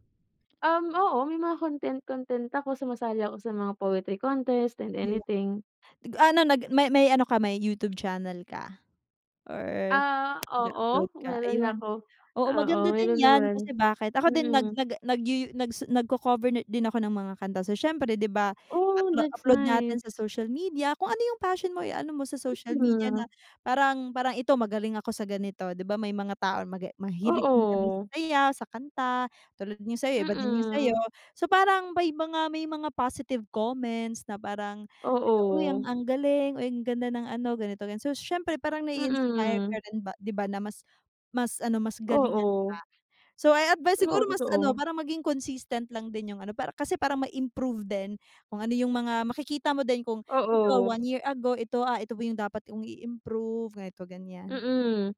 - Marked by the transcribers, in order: other background noise; unintelligible speech
- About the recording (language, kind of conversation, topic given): Filipino, unstructured, Sino ang taong pinakanagbibigay-inspirasyon sa iyo sa buhay?